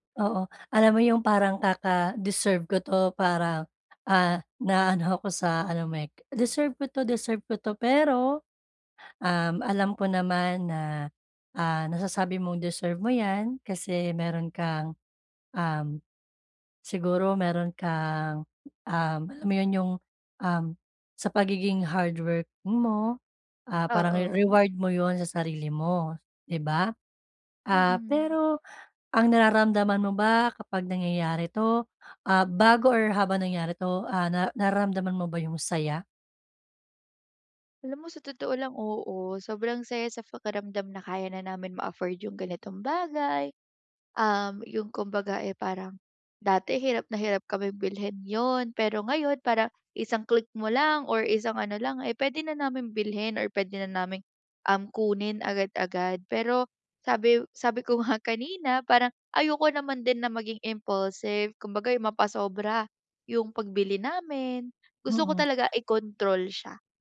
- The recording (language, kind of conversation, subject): Filipino, advice, Paano ko makokontrol ang impulsibong kilos?
- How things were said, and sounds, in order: tapping